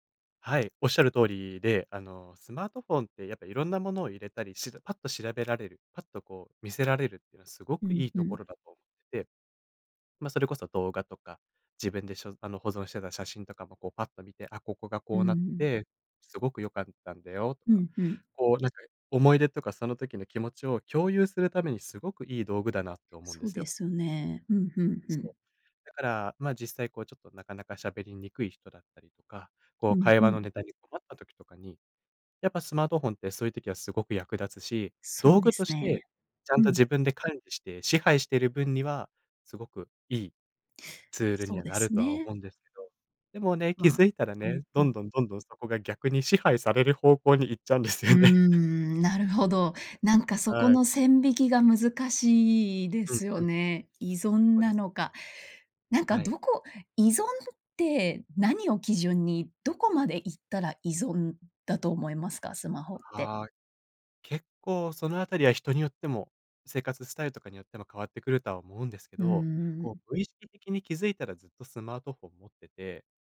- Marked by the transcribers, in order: laughing while speaking: "行っちゃうんですよね"
- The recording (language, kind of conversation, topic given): Japanese, podcast, スマホ依存を感じたらどうしますか？